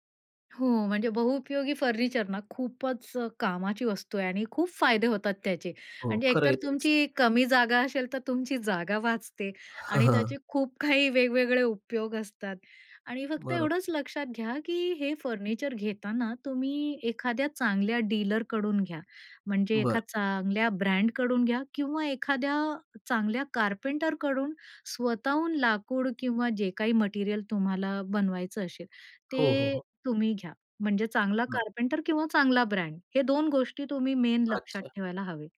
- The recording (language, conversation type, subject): Marathi, podcast, बहुउपयोगी फर्निचर निवडताना तुम्ही कोणत्या गोष्टी पाहता?
- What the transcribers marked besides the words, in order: joyful: "एकतर तुमची कमी जागा असेल तर तुमची जागा वाचते"; chuckle; laughing while speaking: "काही"; tapping; in English: "मेन"